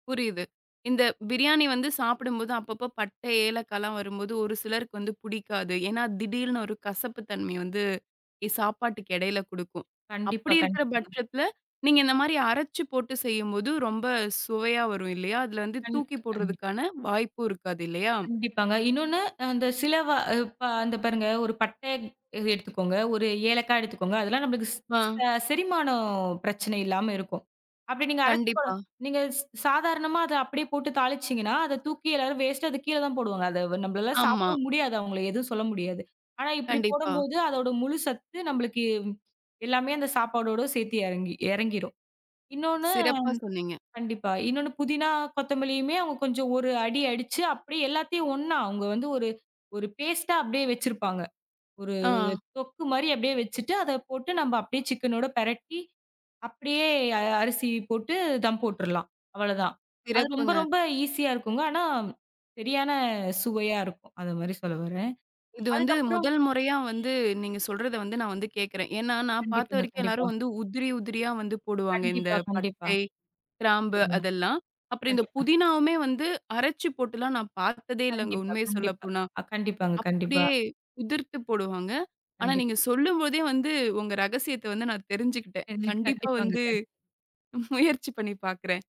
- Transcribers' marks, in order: "ஏன்னா" said as "திடீல்னு"; unintelligible speech; laughing while speaking: "முயற்சி பண்ணி பாக்கிறேன்"
- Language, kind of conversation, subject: Tamil, podcast, உங்கள் சமையல் குறிப்பில் உள்ள குடும்ப ரகசியங்களைப் பற்றி பகிர்ந்து சொல்ல முடியுமா?